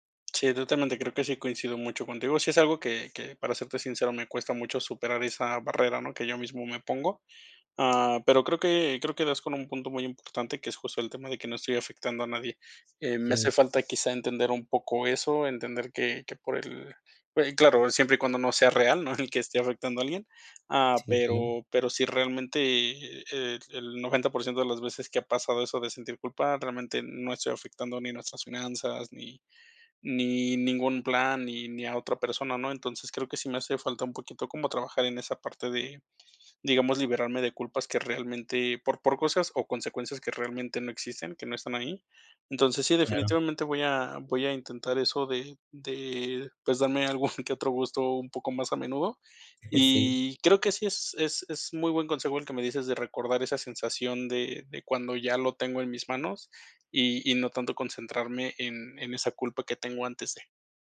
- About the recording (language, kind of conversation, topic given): Spanish, advice, ¿Por qué me siento culpable o ansioso al gastar en mí mismo?
- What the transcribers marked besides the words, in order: other background noise; chuckle; laughing while speaking: "darme algún que otro gusto"; chuckle